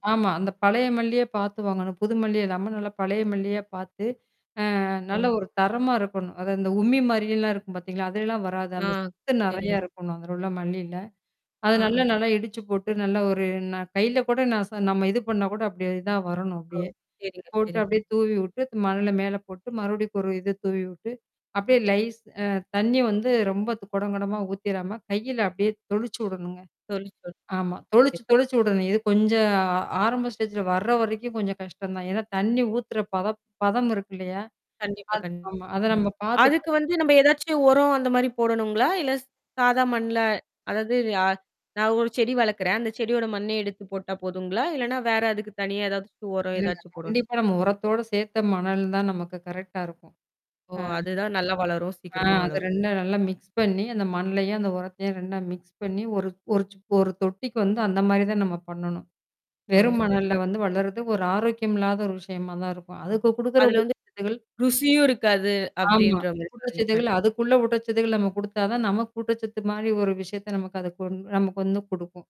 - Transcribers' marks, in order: tapping; distorted speech; static; other background noise; other noise
- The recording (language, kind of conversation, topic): Tamil, podcast, ஒரு சிறிய தோட்டத்தை எளிதாக எப்படித் தொடங்கலாம்?